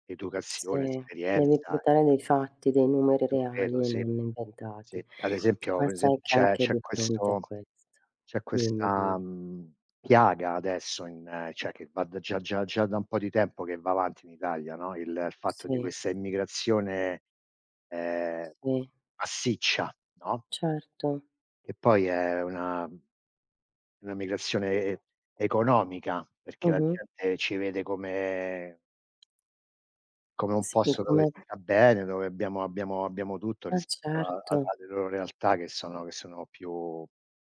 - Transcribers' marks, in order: other background noise; "cioè" said as "ceh"
- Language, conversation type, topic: Italian, unstructured, Come puoi convincere qualcuno senza imporre la tua opinione?